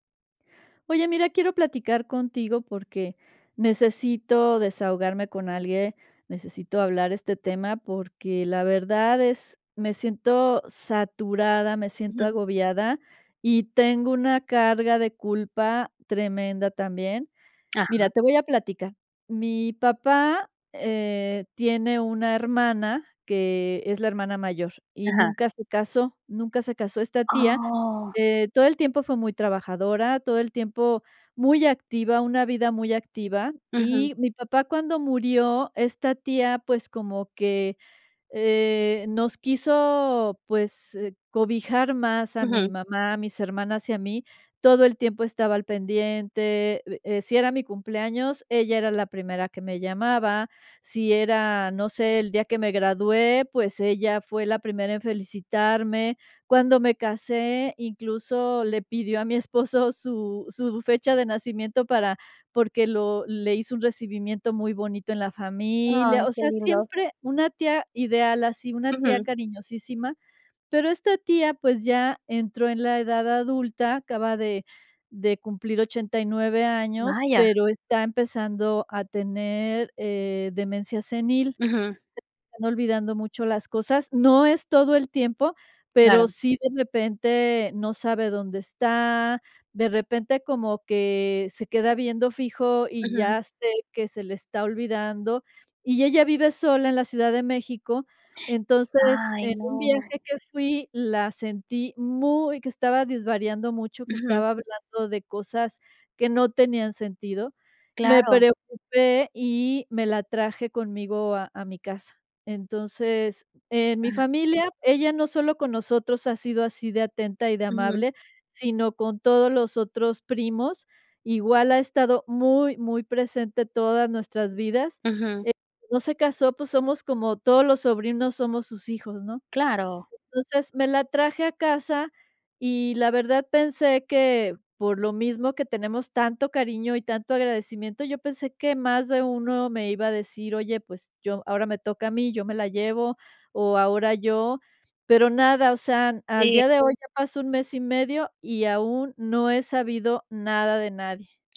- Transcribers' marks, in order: none
- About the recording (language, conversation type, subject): Spanish, advice, ¿Cómo puedo manejar la presión de cuidar a un familiar sin sacrificar mi vida personal?